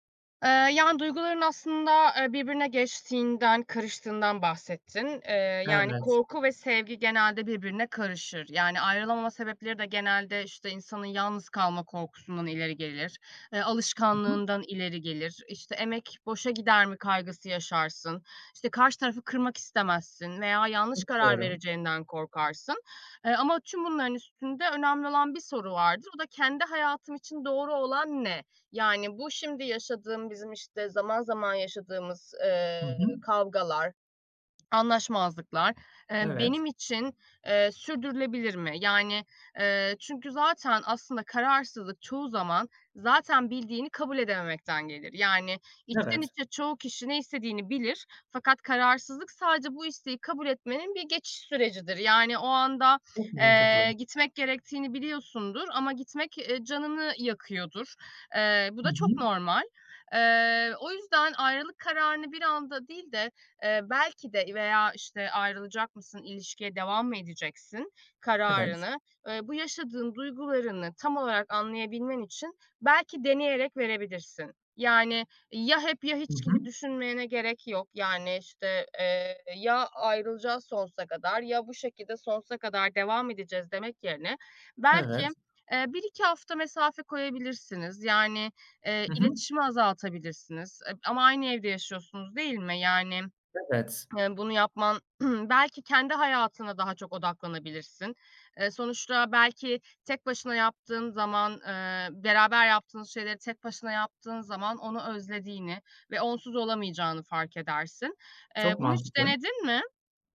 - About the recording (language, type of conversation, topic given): Turkish, advice, İlişkimi bitirip bitirmemek konusunda neden kararsız kalıyorum?
- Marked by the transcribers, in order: unintelligible speech; other background noise; tapping; swallow; throat clearing